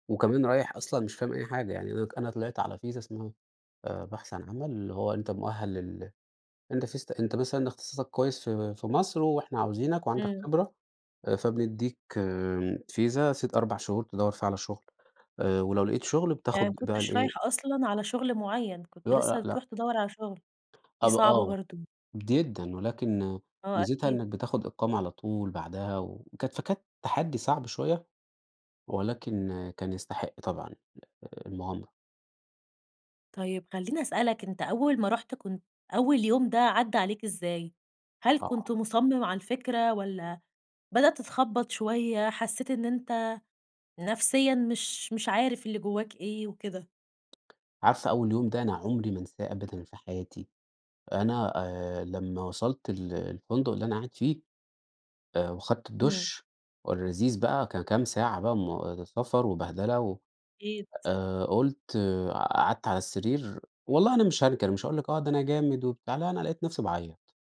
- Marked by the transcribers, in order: tapping; in English: "الدش"
- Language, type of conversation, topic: Arabic, podcast, هل قرار السفر أو الهجرة غيّر حياتك؟